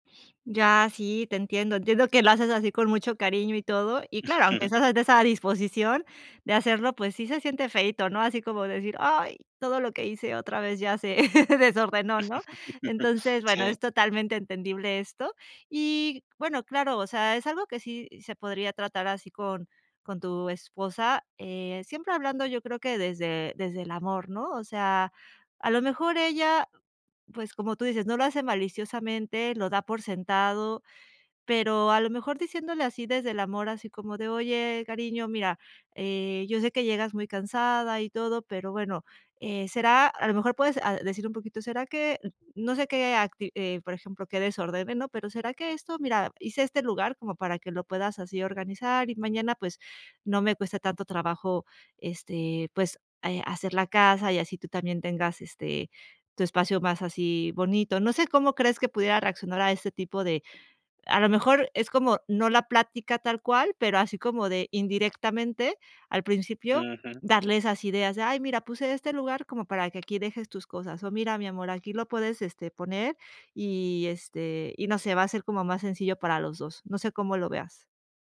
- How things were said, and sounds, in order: chuckle; laugh
- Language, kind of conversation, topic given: Spanish, advice, ¿Cómo podemos ponernos de acuerdo sobre el reparto de las tareas del hogar si tenemos expectativas distintas?